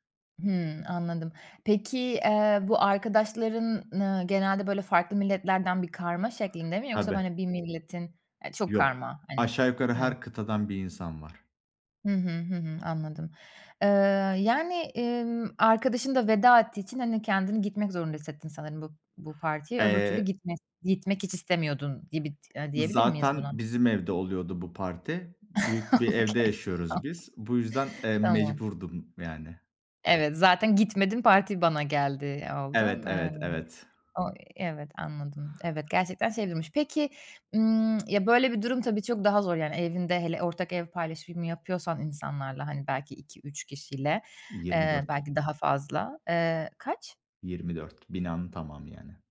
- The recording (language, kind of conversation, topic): Turkish, advice, Kutlamalarda kendimi yalnız ve dışlanmış hissettiğimde ne yapmalıyım?
- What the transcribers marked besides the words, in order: tapping; other background noise; chuckle; laughing while speaking: "Okay"; in English: "Okay"; unintelligible speech; unintelligible speech